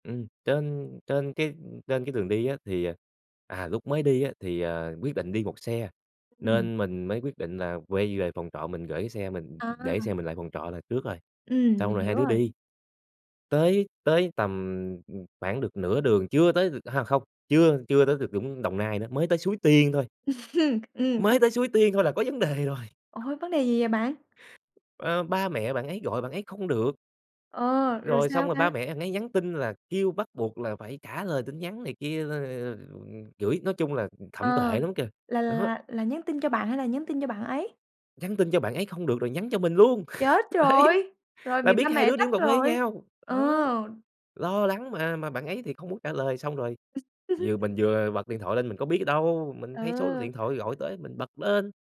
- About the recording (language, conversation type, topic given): Vietnamese, podcast, Bạn có thể kể về một chuyến phiêu lưu bất ngờ mà bạn từng trải qua không?
- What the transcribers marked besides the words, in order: laugh; tapping; other background noise; laughing while speaking: "đề rồi"; other noise; unintelligible speech; chuckle; laughing while speaking: "Đấy"; laugh